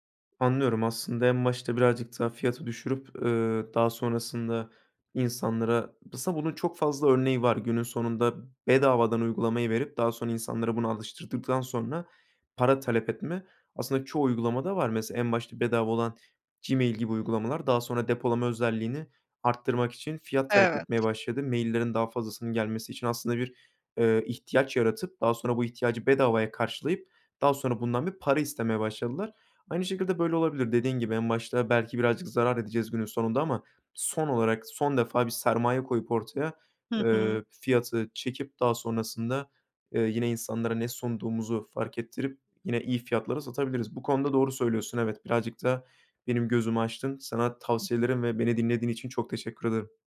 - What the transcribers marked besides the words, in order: unintelligible speech; other background noise; other noise
- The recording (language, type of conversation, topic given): Turkish, advice, Ürün ya da hizmetim için doğru fiyatı nasıl belirleyebilirim?